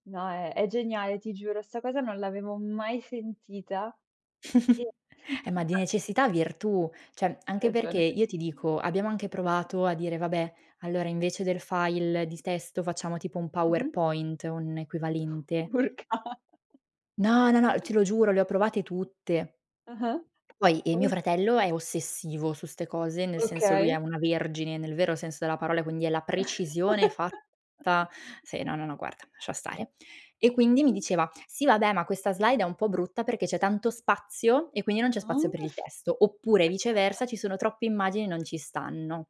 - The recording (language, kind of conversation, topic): Italian, podcast, Come si tramandano le ricette nella tua famiglia?
- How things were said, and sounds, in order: giggle; unintelligible speech; "Cioè" said as "ceh"; other background noise; in English: "file"; blowing; laughing while speaking: "Urca"; unintelligible speech; chuckle; in English: "slide"; chuckle